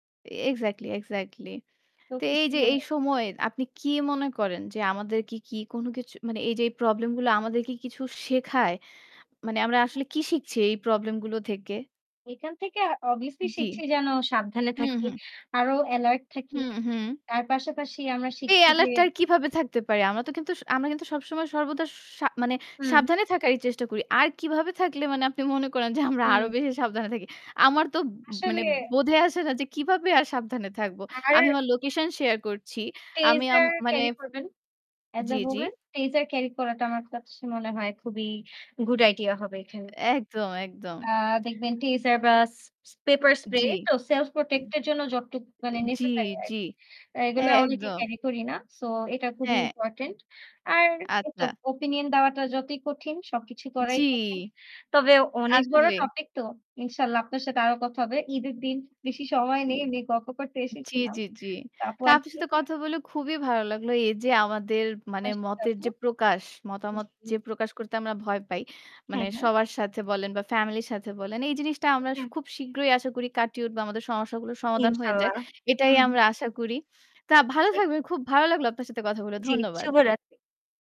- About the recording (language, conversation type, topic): Bengali, unstructured, কেন কখনও কখনও নিজের মতামত প্রকাশ করতে ভয় লাগে?
- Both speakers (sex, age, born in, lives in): female, 20-24, Bangladesh, Bangladesh; female, 30-34, Bangladesh, Bangladesh
- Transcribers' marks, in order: other background noise; in English: "অবভিয়াসলি"; static; mechanical hum; distorted speech; in English: "এস আ ওমেন"; tapping; "আচ্ছা" said as "আসা"; unintelligible speech; unintelligible speech